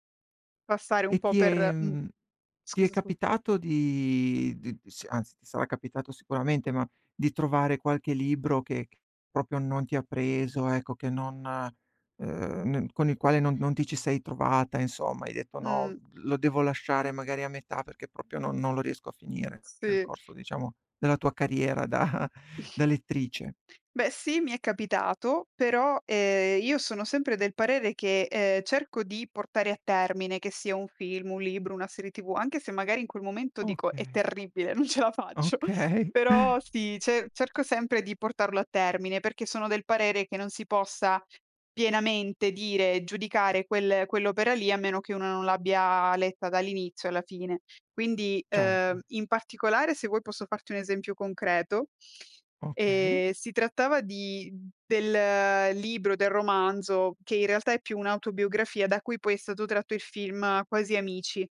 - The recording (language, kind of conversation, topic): Italian, podcast, Come ti sei avvicinato alla lettura e ai libri?
- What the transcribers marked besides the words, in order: drawn out: "di"; "proprio" said as "propio"; "proprio" said as "propio"; other background noise; snort; laughing while speaking: "da"; laughing while speaking: "Okay"; laughing while speaking: "non ce la faccio"